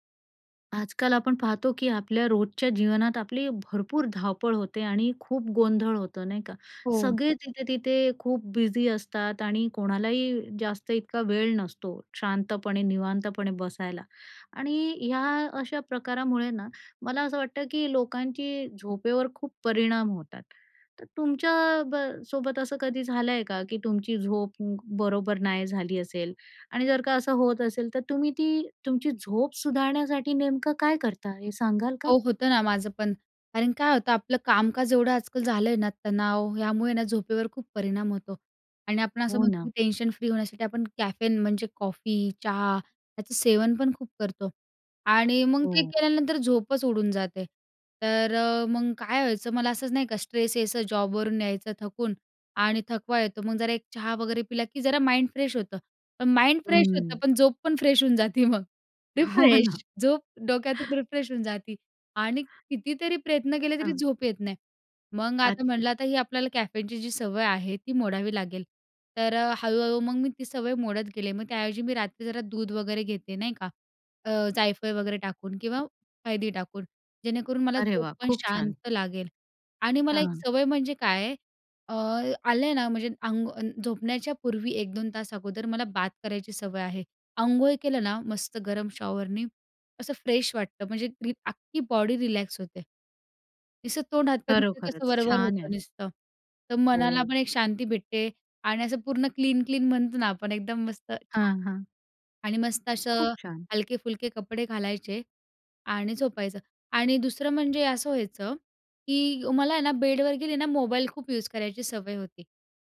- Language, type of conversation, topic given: Marathi, podcast, झोप सुधारण्यासाठी तुम्ही काय करता?
- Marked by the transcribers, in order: other noise; tapping; in English: "माइंड फ्रेश"; in English: "माईंड फ्रेश"; laughing while speaking: "हो ना"; in English: "फ्रेश"; in English: "रिफ्रेश"; in English: "रिफ्रेश"; in English: "फ्रेश"